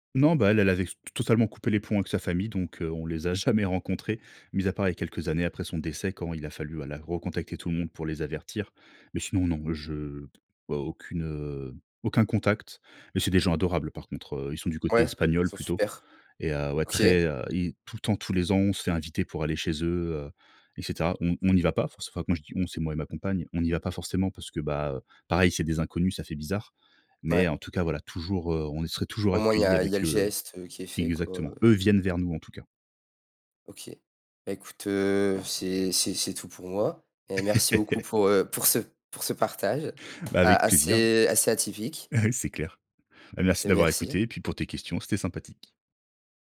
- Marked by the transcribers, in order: other background noise; laugh; tapping; chuckle
- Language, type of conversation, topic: French, podcast, Peux-tu raconter un souvenir d'un repas de Noël inoubliable ?